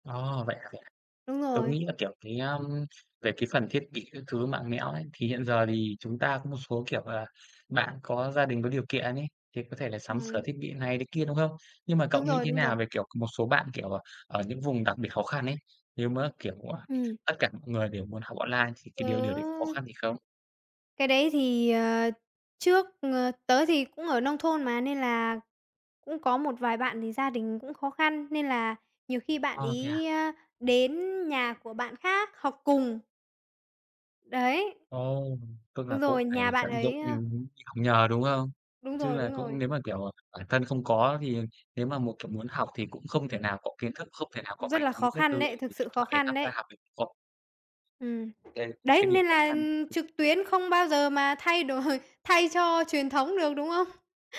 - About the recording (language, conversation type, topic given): Vietnamese, unstructured, Bạn nghĩ gì về việc học trực tuyến thay vì đến lớp học truyền thống?
- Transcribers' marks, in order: tapping; other background noise; unintelligible speech; laughing while speaking: "đổi"; laughing while speaking: "hông?"